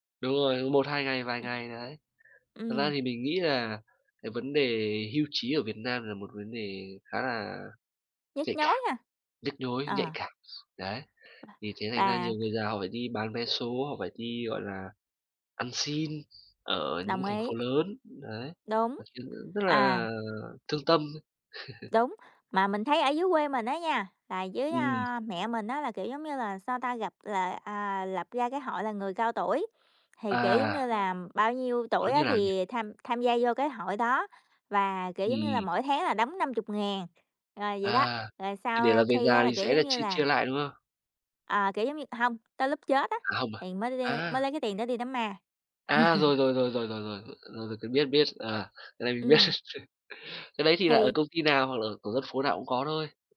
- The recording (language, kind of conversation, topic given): Vietnamese, unstructured, Bạn nghĩ gì về việc người cao tuổi vẫn phải làm thêm để trang trải cuộc sống?
- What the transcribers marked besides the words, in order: tapping; other background noise; chuckle; chuckle; laughing while speaking: "mình biết"